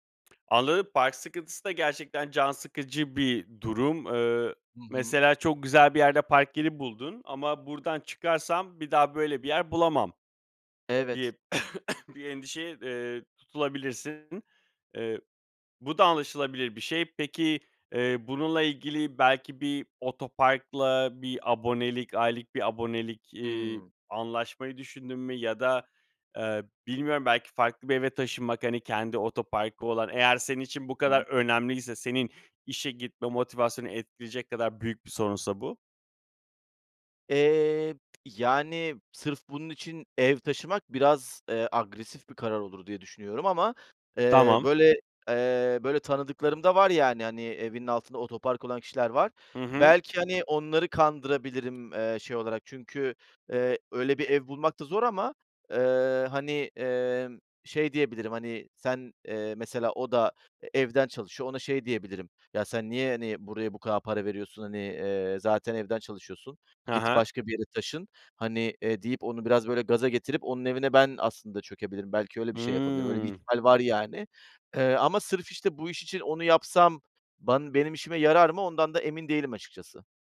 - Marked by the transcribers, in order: other background noise; cough
- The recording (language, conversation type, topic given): Turkish, advice, Kronik yorgunluk nedeniyle her sabah işe gitmek istemem normal mi?